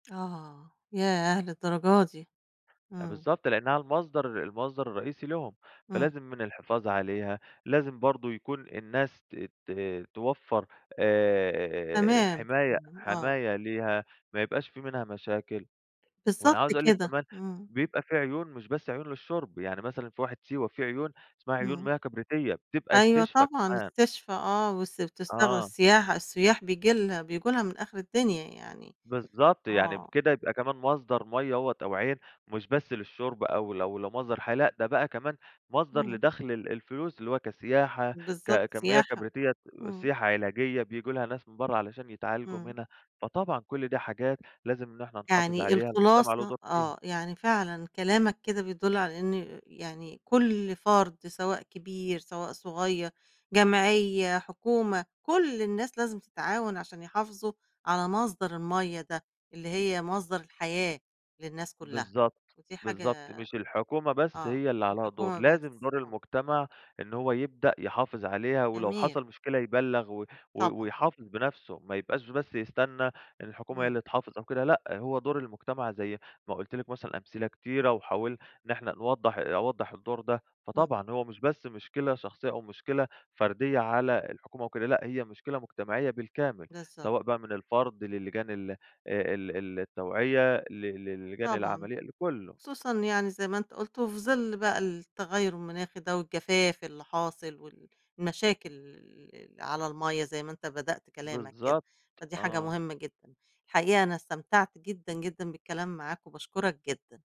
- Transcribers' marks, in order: none
- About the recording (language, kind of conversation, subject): Arabic, podcast, إزاي المجتمع يقدر يحمي مصدر ميّه مشترك زي النهر أو العين؟